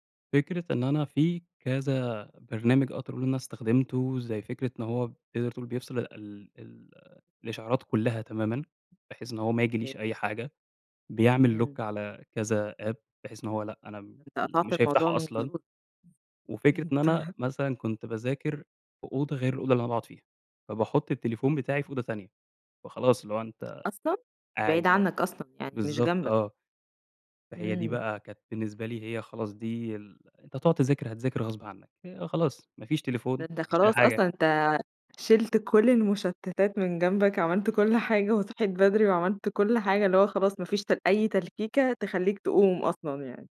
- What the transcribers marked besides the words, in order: tapping; in English: "lock"; in English: "app"; unintelligible speech; laugh
- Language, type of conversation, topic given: Arabic, podcast, إيه الخطوات اللي بتعملها عشان تحسّن تركيزك مع الوقت؟